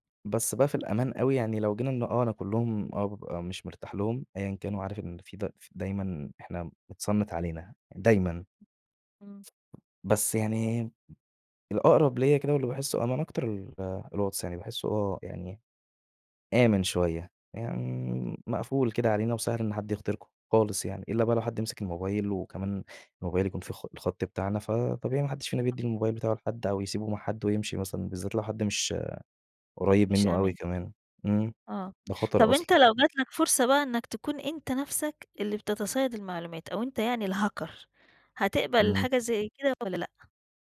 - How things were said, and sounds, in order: tapping; other background noise; in English: "الهاكر"
- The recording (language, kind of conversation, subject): Arabic, podcast, إزاي بتحافظ على خصوصيتك على الإنترنت؟